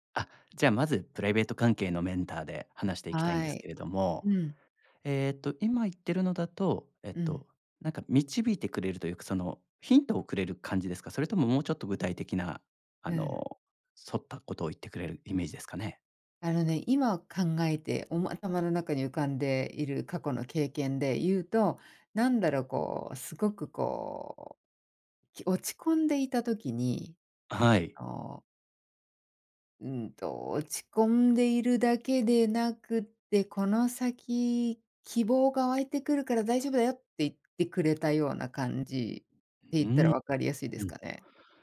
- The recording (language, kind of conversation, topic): Japanese, podcast, 良いメンターの条件って何だと思う？
- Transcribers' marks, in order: none